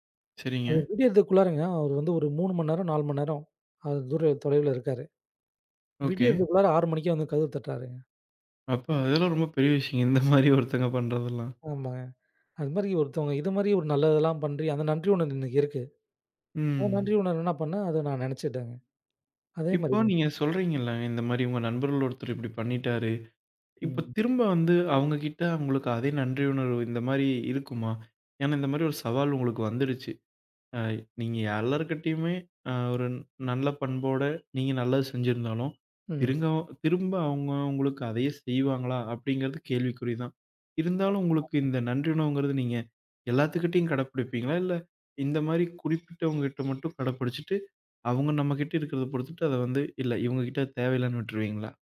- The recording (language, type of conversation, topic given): Tamil, podcast, நாள்தோறும் நன்றியுணர்வு பழக்கத்தை நீங்கள் எப்படி உருவாக்கினீர்கள்?
- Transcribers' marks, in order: laughing while speaking: "இந்த மாரி ஒருத்தங்க பண்றதெல்லாம்"; "பண்ணி" said as "பன்றி"; "இன்னும்" said as "உனகுன்னு"; drawn out: "ம்"; unintelligible speech; "கடைபிடிப்பீங்களா" said as "கடப்பிடுப்பீங்களா"